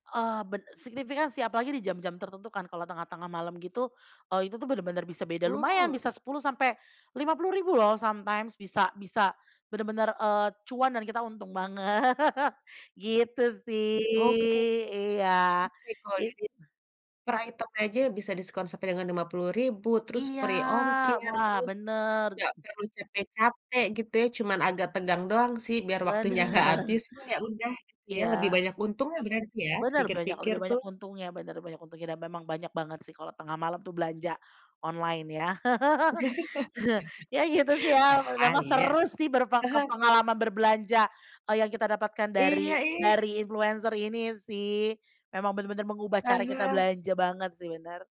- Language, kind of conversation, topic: Indonesian, podcast, Bagaimana influencer mengubah cara kita berbelanja?
- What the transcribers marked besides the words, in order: in English: "sometimes"; laughing while speaking: "banget"; laugh; drawn out: "sih"; other background noise; laughing while speaking: "Benar"; laugh